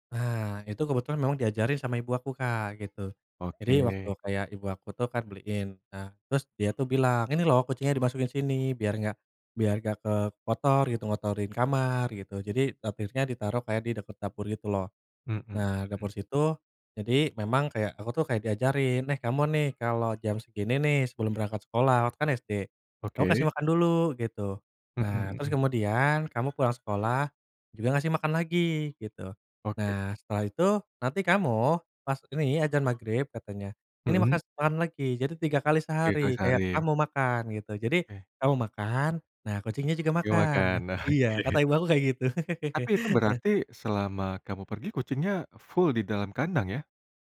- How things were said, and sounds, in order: unintelligible speech; laugh; in English: "full"
- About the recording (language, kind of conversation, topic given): Indonesian, podcast, Bagaimana pengalaman pertama kamu merawat hewan peliharaan?
- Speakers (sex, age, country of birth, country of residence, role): male, 25-29, Indonesia, Indonesia, guest; male, 35-39, Indonesia, Indonesia, host